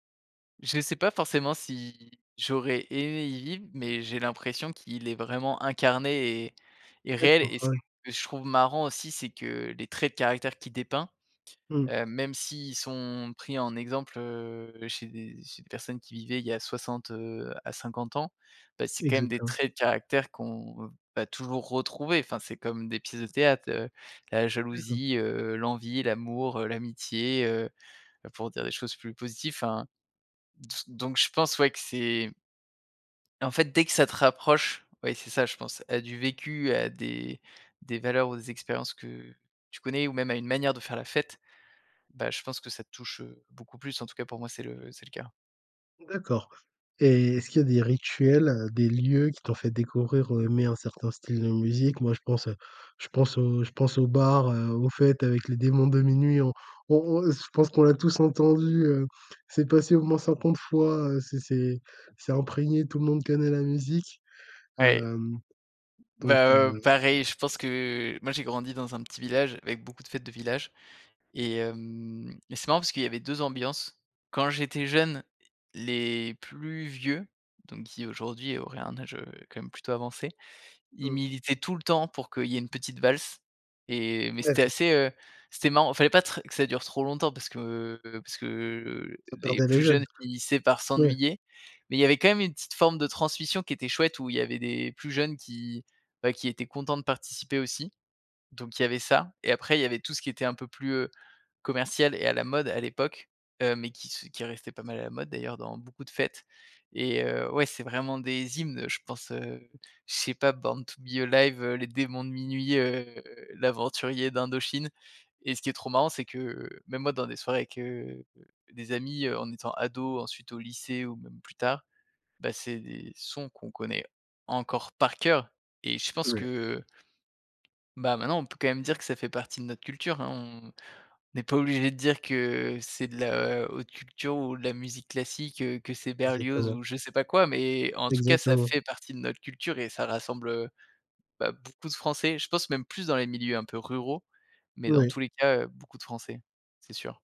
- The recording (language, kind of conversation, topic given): French, podcast, Comment ta culture a-t-elle influencé tes goûts musicaux ?
- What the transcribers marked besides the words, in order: stressed: "fête"; unintelligible speech; unintelligible speech; stressed: "par coeur"; tapping